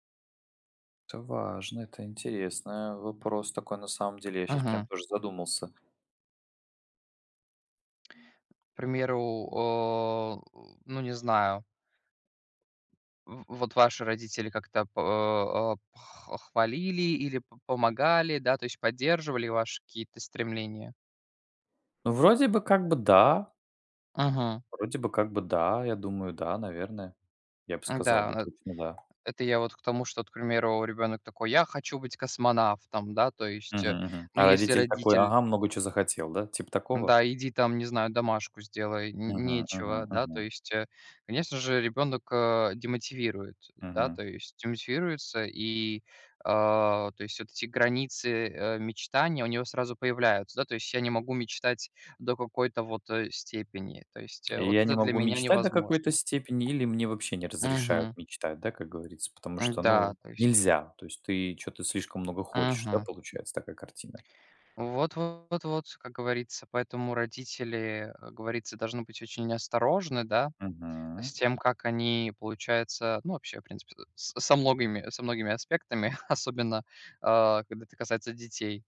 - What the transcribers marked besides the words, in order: tapping; other background noise; chuckle
- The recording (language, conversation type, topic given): Russian, unstructured, Почему, по-вашему, мечты так важны для нас?